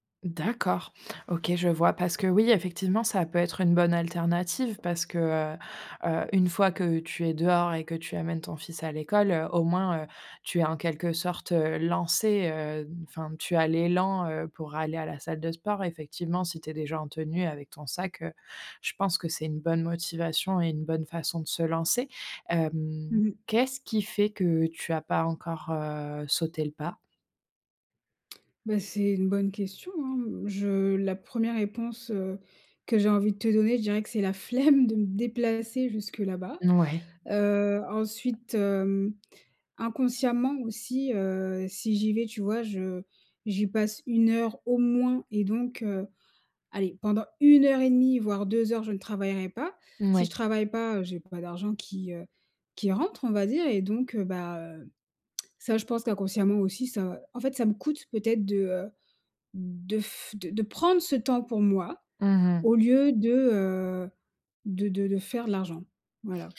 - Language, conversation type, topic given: French, advice, Comment puis-je commencer une nouvelle habitude en avançant par de petites étapes gérables chaque jour ?
- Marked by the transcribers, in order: stressed: "flemme"; tapping; stressed: "au moins"; stressed: "une heure et demie"; tongue click